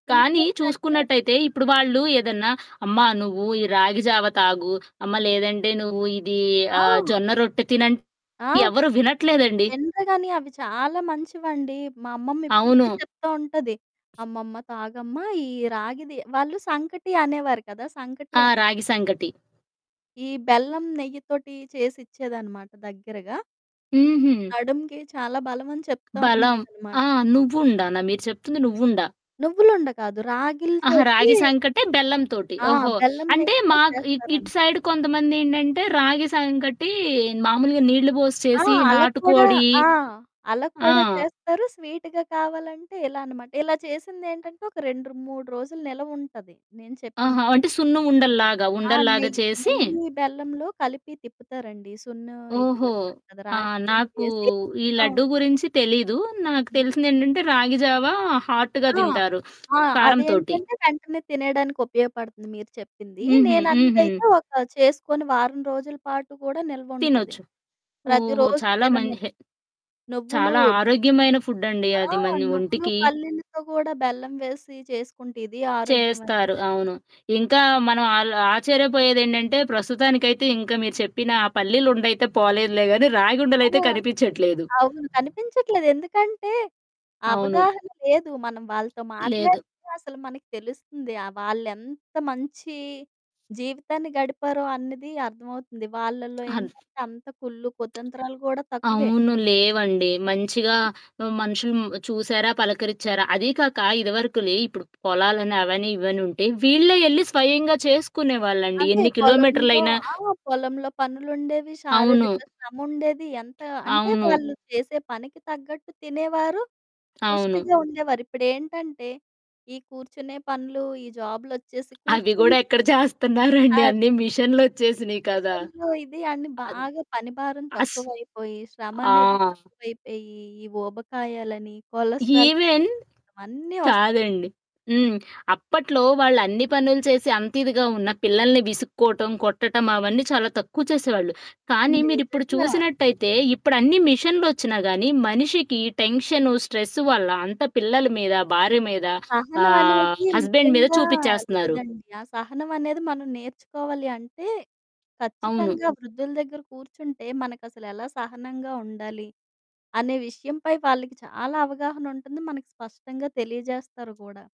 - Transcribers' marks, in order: distorted speech; other background noise; in English: "సైడ్"; tapping; in English: "హాట్‌గా"; laughing while speaking: "జేస్తన్నారండి? అన్ని మిషన్లొచ్చేసినియి"; mechanical hum; in English: "కొలస్ట్రార్"; in English: "ఈవెన్"; in English: "హస్బెండ్"
- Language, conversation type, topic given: Telugu, podcast, వృద్ధులకు గౌరవం ఎలా చూపించాలి అని మీరు చెప్పగలరా?